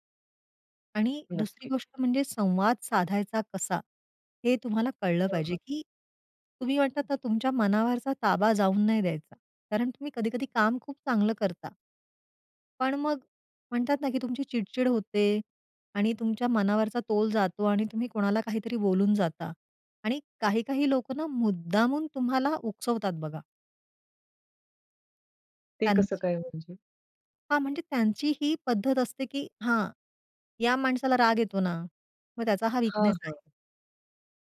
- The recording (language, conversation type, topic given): Marathi, podcast, नोकरीत पगारवाढ मागण्यासाठी तुम्ही कधी आणि कशी चर्चा कराल?
- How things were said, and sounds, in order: tapping; other noise